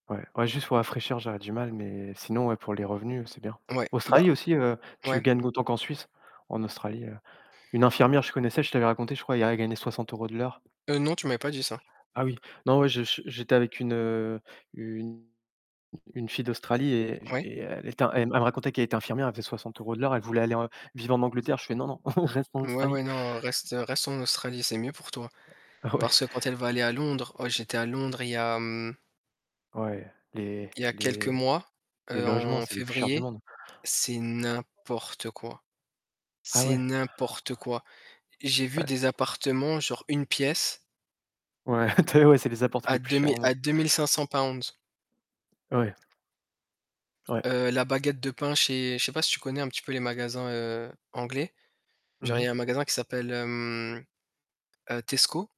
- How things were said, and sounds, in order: distorted speech; chuckle; tapping; other background noise; stressed: "n'importe"; chuckle
- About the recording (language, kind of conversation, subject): French, unstructured, Quels sont vos critères pour évaluer la qualité d’un restaurant ?